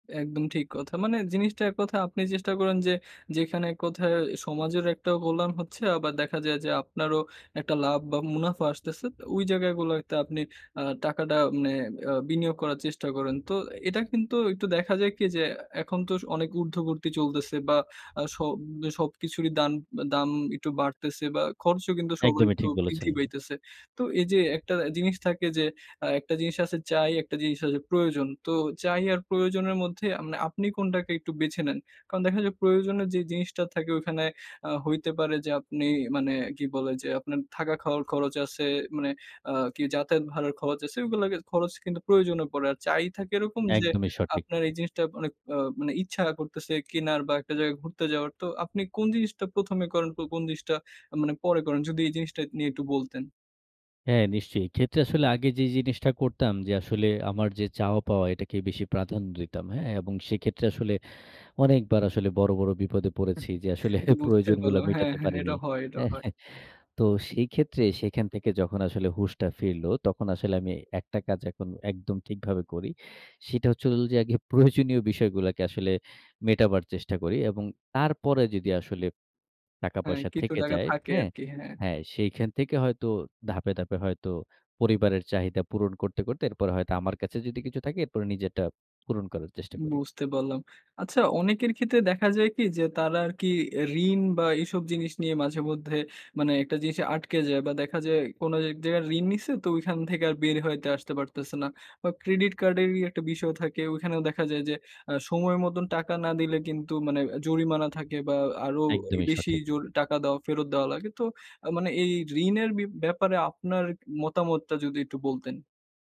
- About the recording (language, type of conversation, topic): Bengali, podcast, টাকা খরচ করার সিদ্ধান্ত আপনি কীভাবে নেন?
- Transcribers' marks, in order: tapping; laughing while speaking: "আসলে প্রয়োজনগুলো মেটাতে পারিনি"; laughing while speaking: "প্রয়োজনীয় বিষয়গুলাকে"